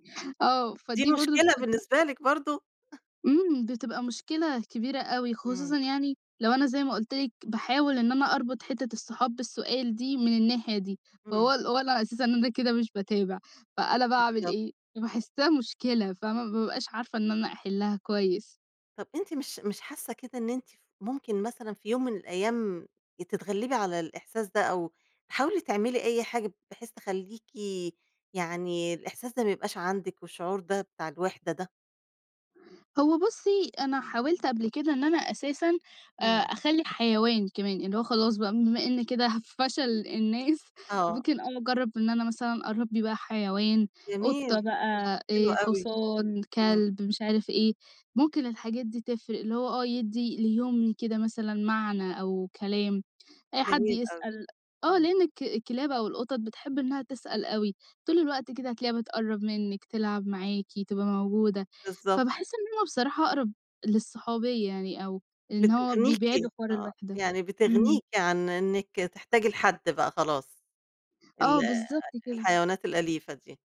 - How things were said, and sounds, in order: chuckle
- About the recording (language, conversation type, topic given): Arabic, podcast, إزاي الواحد ممكن يحس بالوحدة وهو وسط الناس؟